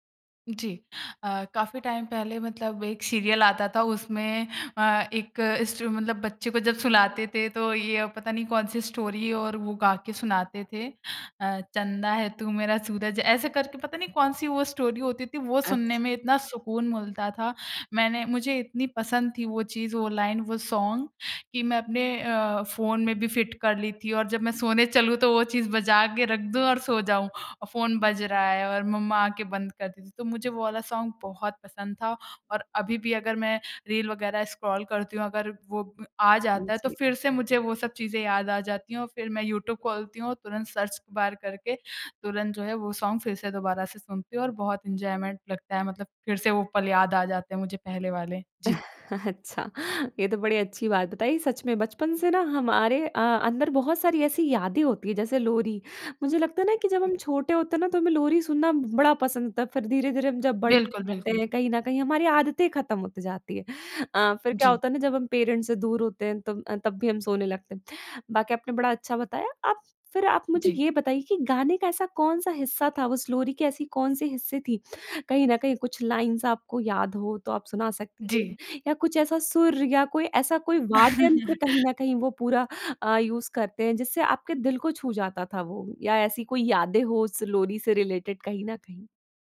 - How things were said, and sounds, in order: in English: "टाइम"; in English: "स्टोरी"; in English: "स्टोरी"; in English: "सॉन्ग"; joyful: "सोने चलूँ तो वो चीज़ बजा के रख दूँ और सो जाऊँ"; in English: "सॉन्ग"; in English: "स्क्रॉल"; in English: "सर्च बार"; in English: "सॉन्ग"; horn; in English: "एन्जॉयमेंट"; laugh; laughing while speaking: "अच्छा"; in English: "पेरेंट्स"; in English: "लाइन्स"; laugh; in English: "यूज़"; in English: "रिलेटेड"
- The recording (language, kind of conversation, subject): Hindi, podcast, तुम्हारे लिए कौन सा गाना बचपन की याद दिलाता है?